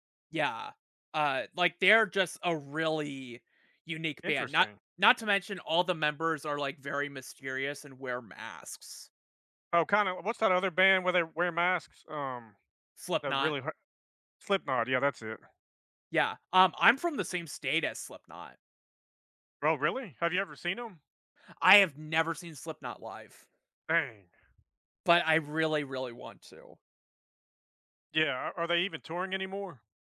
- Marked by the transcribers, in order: none
- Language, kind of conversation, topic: English, unstructured, What helps you recharge when life gets overwhelming?